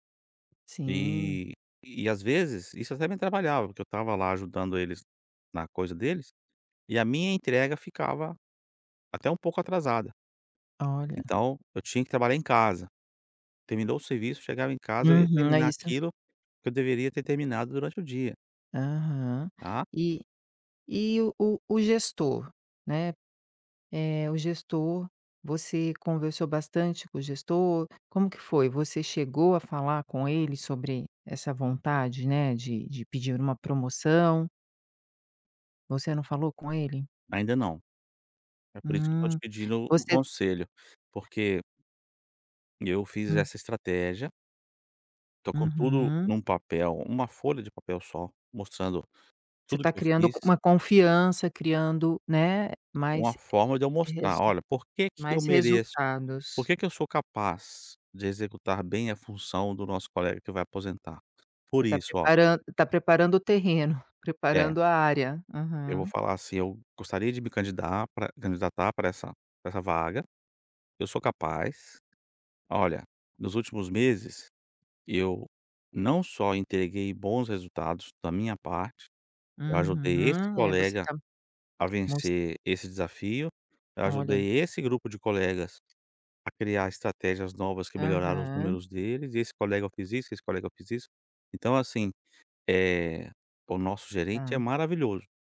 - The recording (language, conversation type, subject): Portuguese, advice, Como pedir uma promoção ao seu gestor após resultados consistentes?
- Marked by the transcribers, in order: tapping